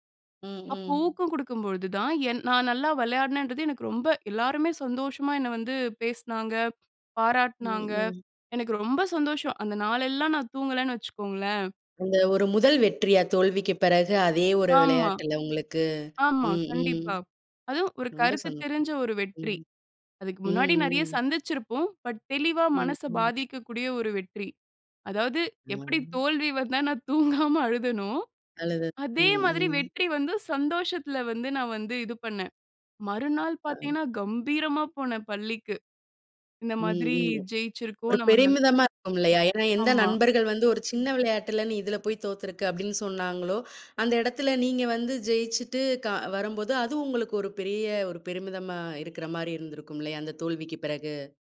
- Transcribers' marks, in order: tapping; lip smack; in English: "பட்"; drawn out: "ம்"; chuckle
- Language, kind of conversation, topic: Tamil, podcast, தோல்வியைச் சந்திக்கும் போது நீங்கள் என்ன செய்கிறீர்கள்?